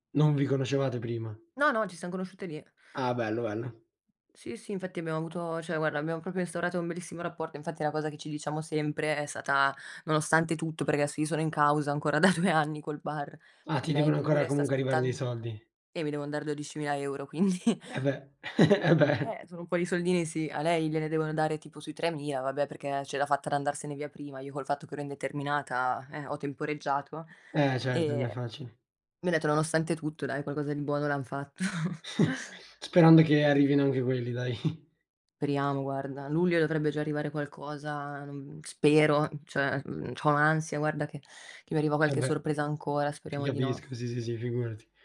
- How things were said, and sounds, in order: "cioè" said as "ceh"; laughing while speaking: "da due anni"; laughing while speaking: "quindi"; chuckle; laughing while speaking: "fatto"; chuckle; laughing while speaking: "dai"; "Speriamo" said as "periamo"; other background noise
- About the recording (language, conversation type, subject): Italian, unstructured, Qual è la cosa che ti rende più felice nel tuo lavoro?